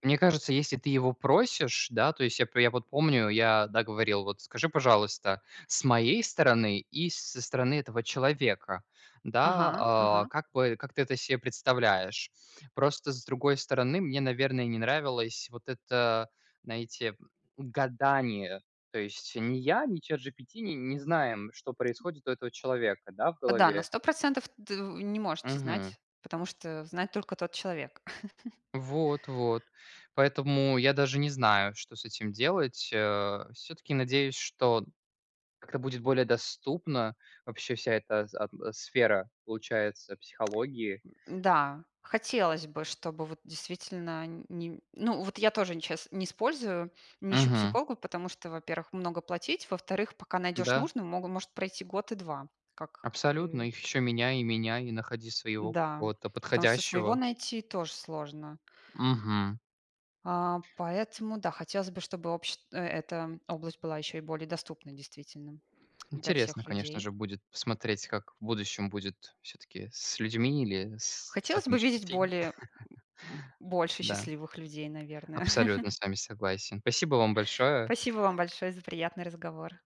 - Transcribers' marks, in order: "если" said as "еси"; "знаете" said as "наете"; tapping; chuckle; tsk; chuckle; "Спасибо" said as "пасибо"
- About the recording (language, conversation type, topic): Russian, unstructured, Что вас больше всего раздражает в отношении общества к депрессии?